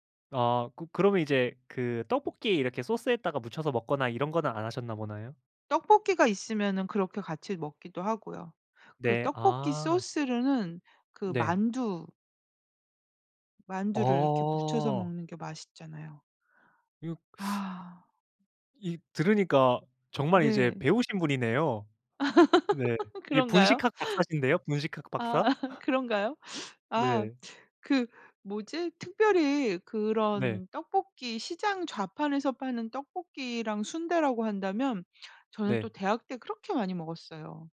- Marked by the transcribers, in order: "보네요" said as "보나요"; teeth sucking; laugh; laughing while speaking: "그런가요? 아"; laugh
- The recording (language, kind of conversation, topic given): Korean, podcast, 가장 좋아하는 길거리 음식은 무엇인가요?
- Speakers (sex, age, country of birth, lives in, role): female, 50-54, South Korea, Italy, guest; male, 25-29, South Korea, Japan, host